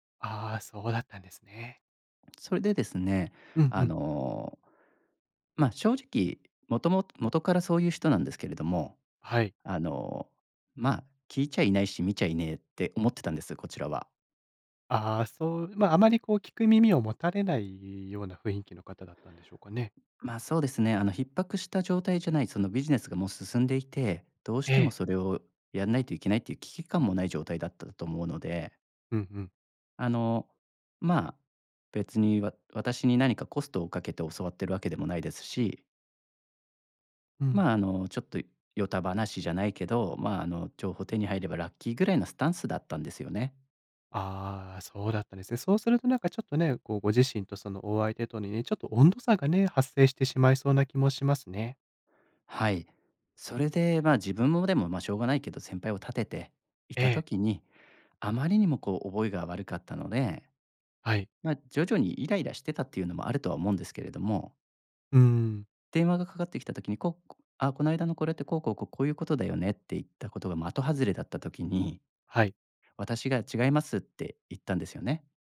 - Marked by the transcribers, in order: other noise
- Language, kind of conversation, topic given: Japanese, advice, 誤解で相手に怒られたとき、どう説明して和解すればよいですか？